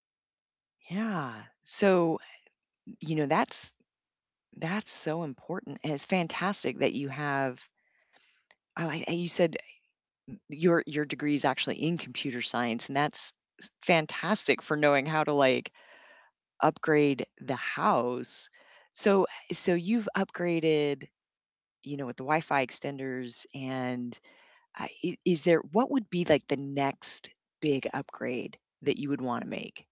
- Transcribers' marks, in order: none
- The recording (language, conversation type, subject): English, unstructured, What tiny tech upgrade has felt like a big win for you?
- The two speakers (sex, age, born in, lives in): female, 55-59, United States, United States; male, 30-34, United States, United States